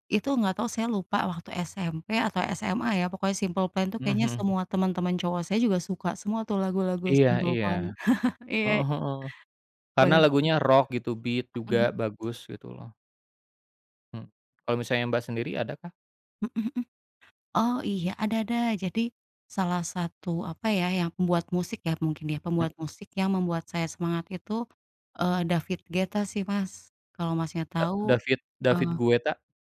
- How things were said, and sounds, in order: chuckle; in English: "beat"; tapping
- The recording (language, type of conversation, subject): Indonesian, unstructured, Penyanyi atau band siapa yang selalu membuatmu bersemangat?